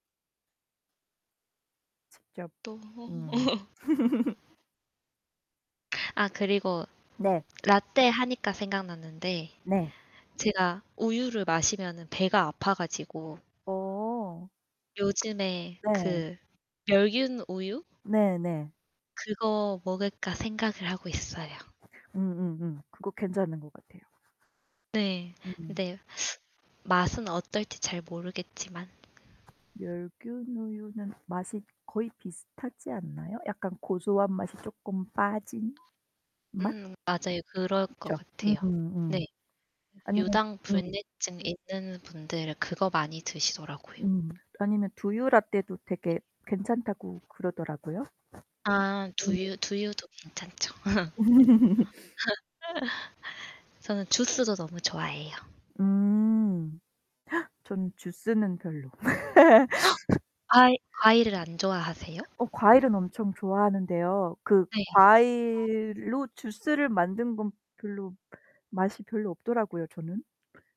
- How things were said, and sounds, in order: distorted speech; laughing while speaking: "또"; laugh; static; other background noise; laugh; gasp; gasp; laugh
- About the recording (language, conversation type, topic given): Korean, unstructured, 커피와 차 중 어떤 음료를 더 선호하시나요?